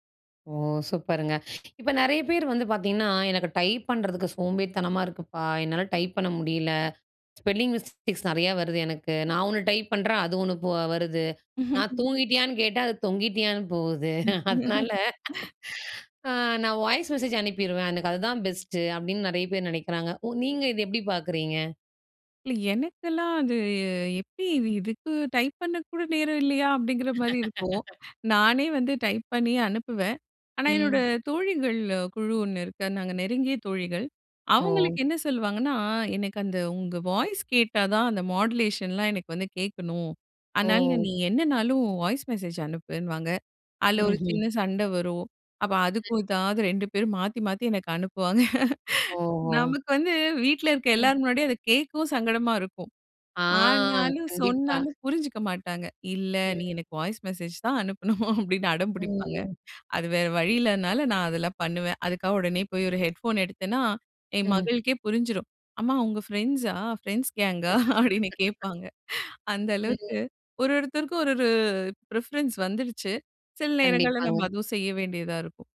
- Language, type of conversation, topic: Tamil, podcast, நீங்கள் செய்தி வந்தவுடன் உடனே பதிலளிப்பீர்களா?
- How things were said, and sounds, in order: laugh; laugh; laughing while speaking: "அதனால"; laugh; laugh; drawn out: "ஆ"; laughing while speaking: "அனுப்பணும்.அப்படின்னு அடம் புடிப்பாங்க"; laughing while speaking: "ஃப்ரெண்ட்ஸ் கேங்கா? அப்படின்னு கேட்பாங்க"; laugh; in English: "பிரிஃபரன்ஸ்"